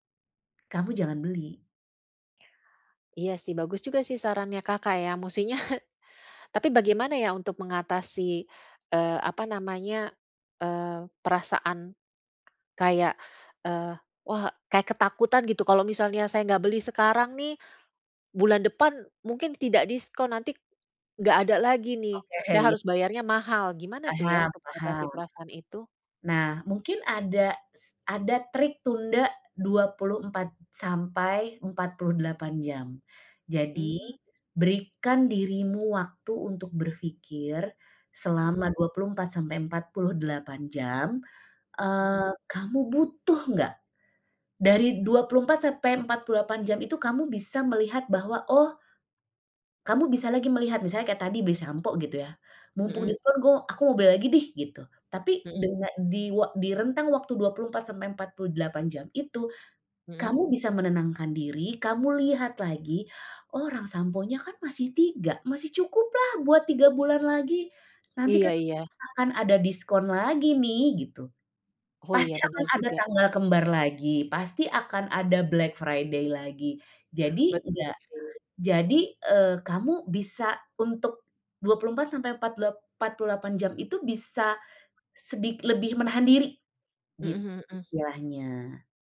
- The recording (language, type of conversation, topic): Indonesian, advice, Mengapa saya selalu tergoda membeli barang diskon padahal sebenarnya tidak membutuhkannya?
- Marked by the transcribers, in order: chuckle; other background noise; tongue click